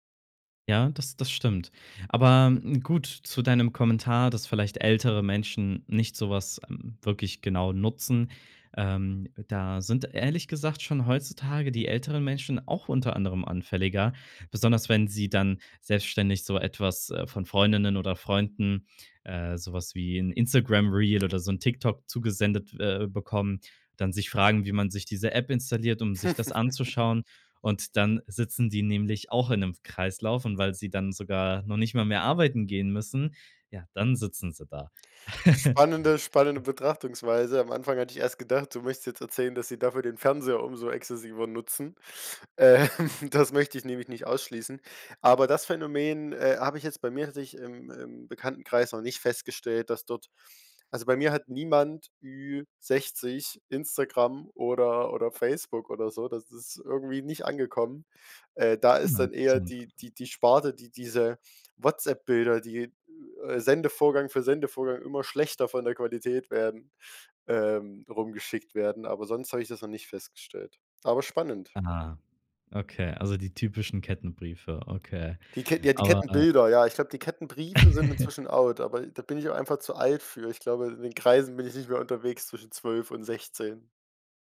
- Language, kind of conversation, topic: German, podcast, Wie ziehst du persönlich Grenzen bei der Smartphone-Nutzung?
- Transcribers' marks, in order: chuckle; chuckle; other noise; laughing while speaking: "Ähm"; chuckle